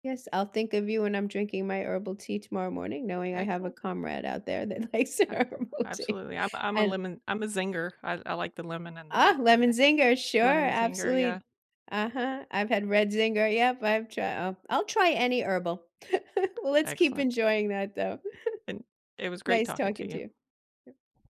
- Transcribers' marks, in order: other background noise; laughing while speaking: "that likes herbal tea"; tapping; chuckle; chuckle
- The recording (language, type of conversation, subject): English, unstructured, What morning habit helps you start your day best?
- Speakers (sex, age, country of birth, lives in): female, 50-54, United States, United States; female, 65-69, United States, United States